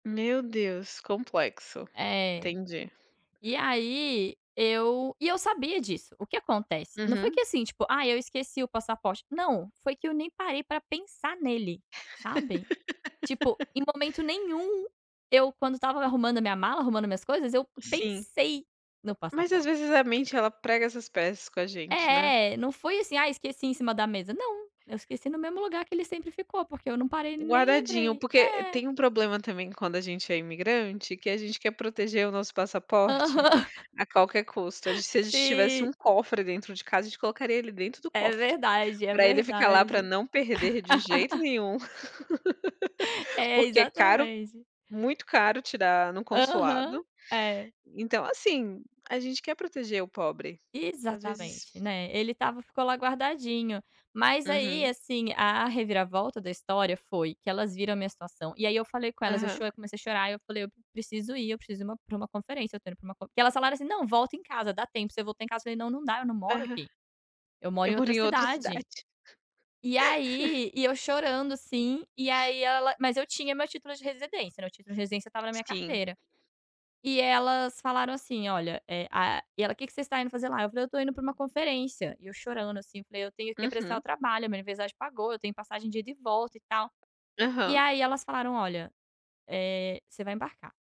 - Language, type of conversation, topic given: Portuguese, unstructured, Qual foi a experiência mais inesperada que você já teve em uma viagem?
- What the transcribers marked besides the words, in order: tapping; laugh; chuckle; laugh; laugh; chuckle; other background noise